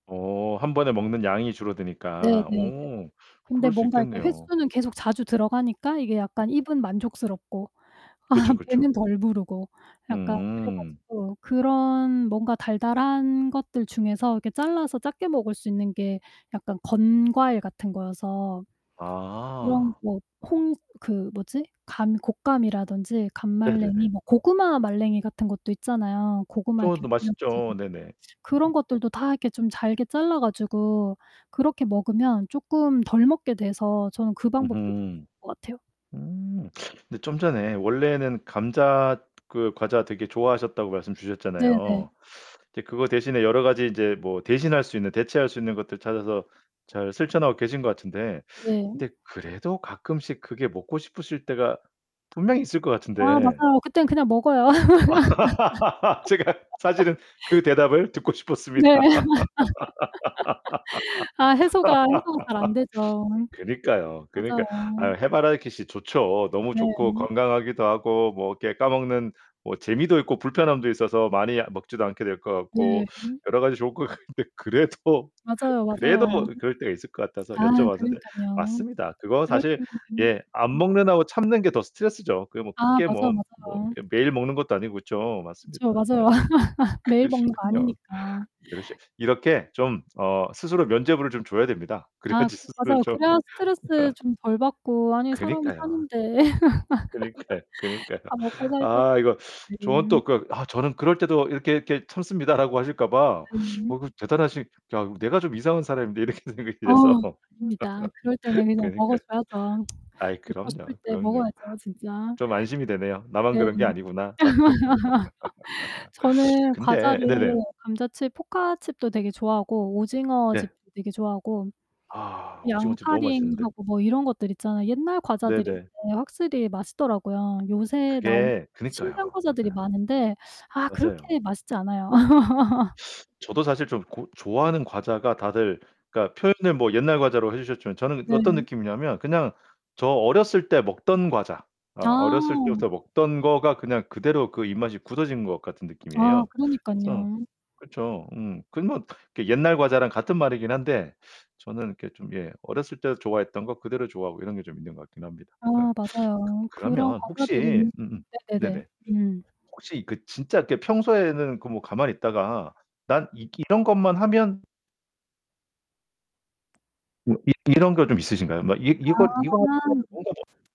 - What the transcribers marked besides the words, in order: other background noise; tapping; laughing while speaking: "아"; distorted speech; unintelligible speech; laugh; laughing while speaking: "제가 사실은 그 대답을 듣고 싶었습니다"; laugh; sniff; laugh; laughing while speaking: "같은데 그래도"; unintelligible speech; laugh; laughing while speaking: "그러시군요"; laughing while speaking: "그래야지 스스로 좀"; laugh; laughing while speaking: "그니까요, 그니까요"; laugh; teeth sucking; laughing while speaking: "이렇게 생각이 돼서"; tsk; laugh; laugh; laugh; laugh; teeth sucking; unintelligible speech
- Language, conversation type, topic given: Korean, podcast, 간식이 당길 때 보통 어떻게 대처하시나요?